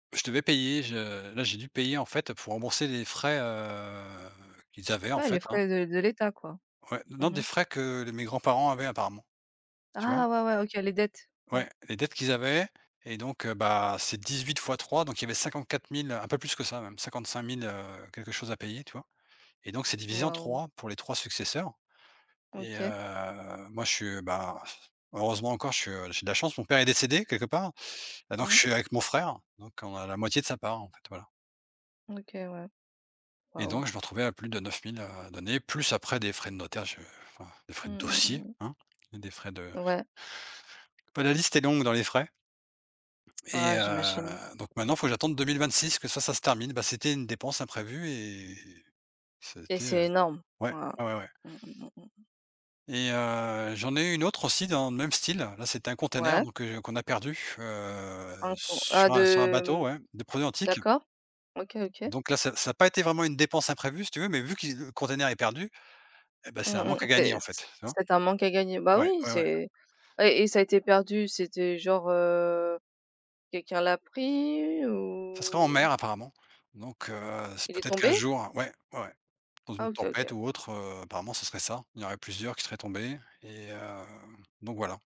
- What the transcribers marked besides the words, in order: drawn out: "heu"; tapping; drawn out: "heu"; chuckle; stressed: "dossier"; drawn out: "et"; drawn out: "heu"
- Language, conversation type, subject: French, unstructured, Comment réagis-tu face à une dépense imprévue ?
- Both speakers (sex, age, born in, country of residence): female, 35-39, Thailand, France; male, 45-49, France, Portugal